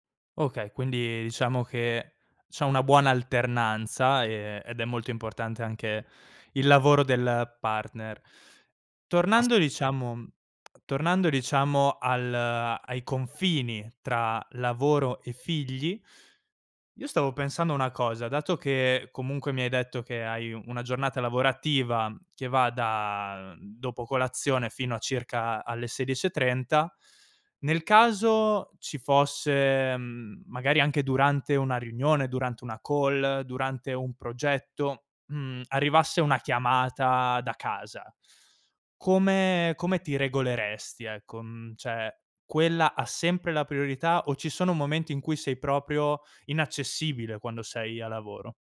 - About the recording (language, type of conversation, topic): Italian, podcast, Come riesci a mantenere dei confini chiari tra lavoro e figli?
- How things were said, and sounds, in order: unintelligible speech; other background noise; in English: "call"